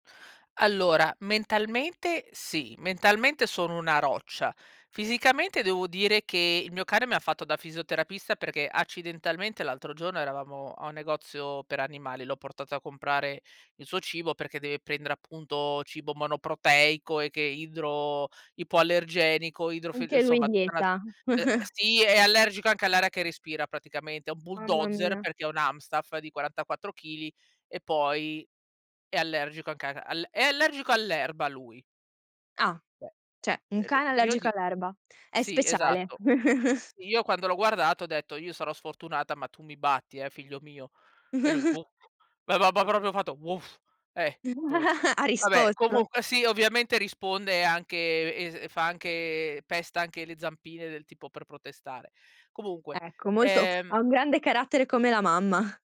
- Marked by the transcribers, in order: chuckle; "cioè" said as "ceh"; unintelligible speech; chuckle; chuckle; other background noise; chuckle
- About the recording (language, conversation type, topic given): Italian, advice, Come posso gestire l’ansia nel riprendere l’attività fisica dopo un lungo periodo di inattività?